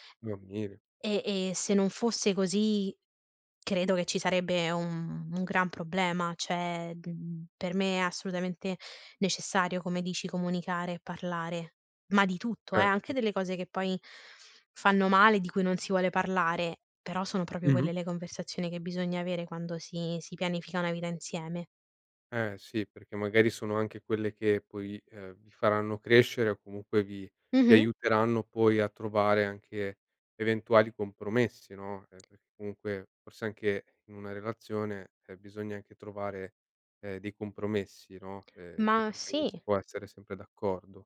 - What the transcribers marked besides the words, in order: "Cioè" said as "ceh"; "proprio" said as "propio"
- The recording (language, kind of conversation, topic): Italian, podcast, Come scegliere se avere figli oppure no?